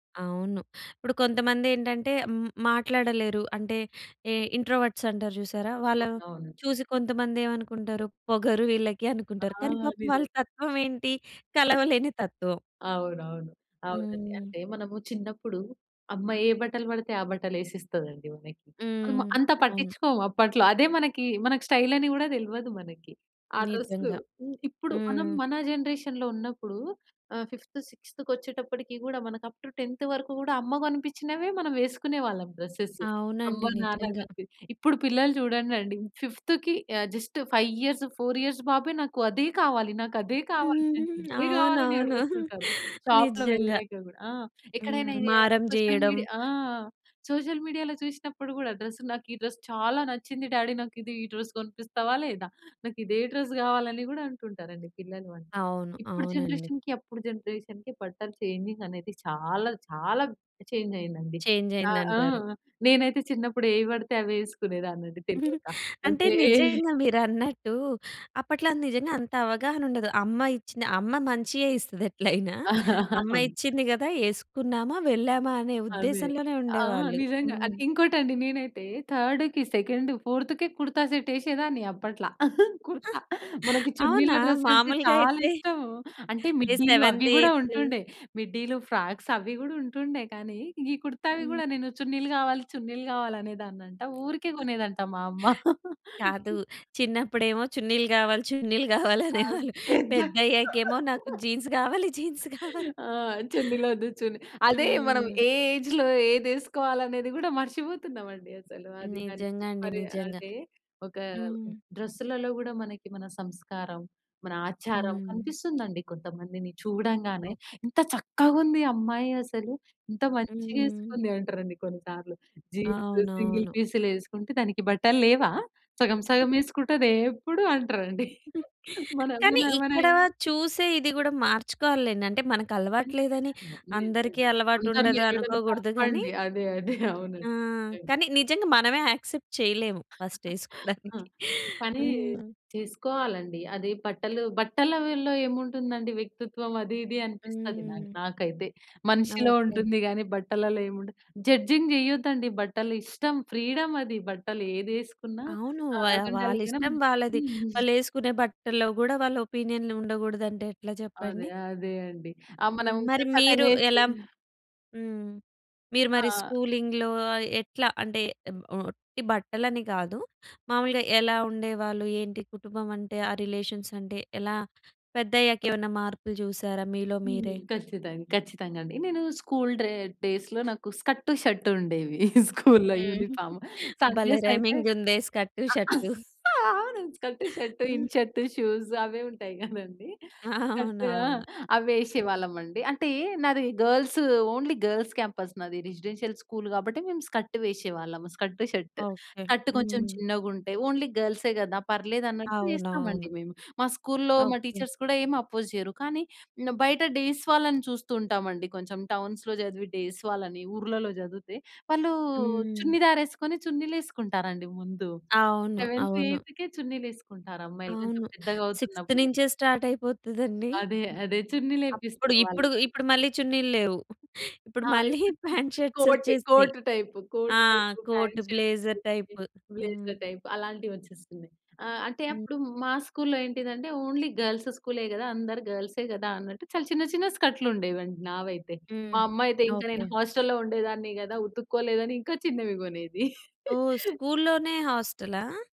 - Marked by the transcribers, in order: tapping; in English: "ఇంట్రోవర్ట్స్"; other noise; chuckle; other background noise; in English: "స్టైల్"; in English: "డ్రెస్‌కు"; in English: "జనరేషన్‌లో"; in English: "ఫిఫ్త్ సిక్స్‌త్‌కి"; in English: "అప్ టూ టెన్త్"; in English: "డ్రెసెస్"; in English: "ఫిఫ్త్‌కి, జస్ట్ ఫైవ్ ఇయర్స్ ఫోర్ ఇయర్స్"; laughing while speaking: "అవునవును. నిజంగా"; in English: "సోషల్ మీడియా"; in English: "సోషల్ మీడియాలో"; in English: "డ్రెస్"; in English: "డ్రెస్"; in English: "డాడీ"; in English: "డ్రెస్"; in English: "డ్రెస్"; in English: "జనరేషన్‌కి"; in English: "జనరేషన్‌కి"; in English: "చేంజింగ్"; in English: "చేంజ్"; in English: "చేంజ్"; chuckle; chuckle; chuckle; in English: "థర్డ్‌కి, సెకండ్, ఫోర్‌త్‌కి కుర్తా సెట్"; laughing while speaking: "అప్పట్ల కుర్తా మనకి చున్నీలు డ్రెస్ అంటే చాలా ఇష్టం"; in English: "కుర్తా"; chuckle; in English: "సెవెంత్ ఎయిథ్"; in English: "ఫ్రాక్స్"; giggle; laughing while speaking: "గావాలి అనే వాళ్ళు. పెద్దయ్యాకేమో నాకు జీన్స్ గావాలి, జీన్స్ గావాలి"; laugh; laughing while speaking: "ఆ! చున్నిలొద్దు చున్నీ అదే మనం ఏ"; in English: "జీన్స్"; in English: "ఏజ్‌లో"; in English: "జీన్స్"; in English: "డ్రెస్‌లలో"; in English: "జీన్స్ సింగిల్"; chuckle; unintelligible speech; chuckle; unintelligible speech; in English: "యాక్సెప్ట్"; giggle; in English: "ఫస్ట్"; chuckle; in English: "జడ్జింగ్"; in English: "ఫ్రీడమ్"; in English: "ఒపీనియన్"; in English: "సర్టెన్ ఏజ్"; in English: "స్కూలింగ్‌లో"; in English: "రిలేషన్స్"; in English: "డ్రె డేస్‌లో"; in English: "స్కర్ట్ షర్ట్"; laughing while speaking: "స్కూల్‌లో యూనిఫార్మ్ సండేస్ అయితే ఆహ్ … అవి వేసేవాళ్ళం అండి"; in English: "స్కూల్‌లో యూనిఫార్మ్ సండేస్"; chuckle; in English: "రైమింగ్"; in English: "స్కర్ట్ షర్ట్"; chuckle; in English: "స్కర్ట్, షర్ట్, ఇన్ షర్ట్, షూస్"; chuckle; in English: "గర్ల్స్ ఓన్లీ గర్ల్స్ క్యాంపస్"; in English: "రెసిడెన్షియల్ స్కూల్"; in English: "స్కర్ట్ షర్ట్ స్కర్ట్"; in English: "ఓన్లీ గర్ల్సే"; in English: "టీచర్స్"; in English: "అపోజ్"; in English: "డేస్"; in English: "టౌన్స్‌లో"; in English: "డేస్"; in English: "సెవెంత్, ఎయిథ్‌కే"; in English: "సిక్స్త్"; in English: "స్టార్ట్"; chuckle; in English: "కోట్, కోట్ టైప్. కోట్ టైప్, ప్యాంట్ షర్ట్ టైప్ బ్లేజర్ టైప్"; laughing while speaking: "మళ్ళీ ప్యాంట్ షర్ట్స్ వచ్చేసినాయి"; in English: "ప్యాంట్ షర్ట్స్"; in English: "కోట్ బ్లేజర్ టైప్"; in English: "ఓన్లీ గర్ల్స్"; laugh
- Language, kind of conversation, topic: Telugu, podcast, నీ స్టైల్ ఎలా మారిందని చెప్పగలవా?